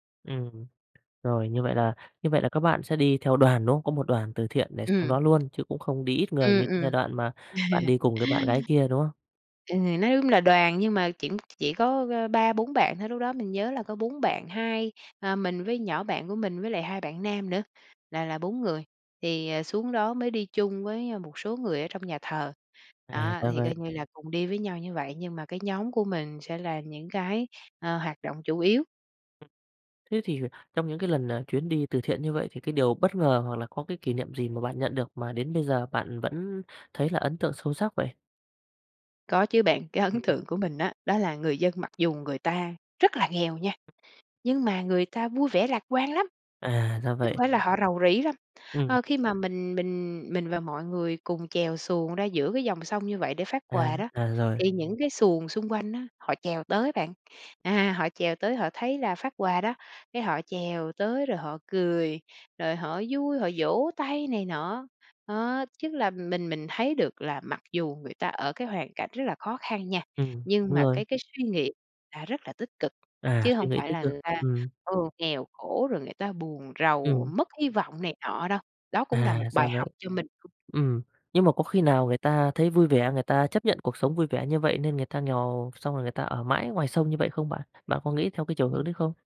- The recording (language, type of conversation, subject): Vietnamese, podcast, Bạn có thể kể về lần bạn làm một điều tử tế và nhận lại một điều bất ngờ không?
- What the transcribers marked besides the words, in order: tapping; chuckle; other background noise; laughing while speaking: "tượng"; background speech; laughing while speaking: "À"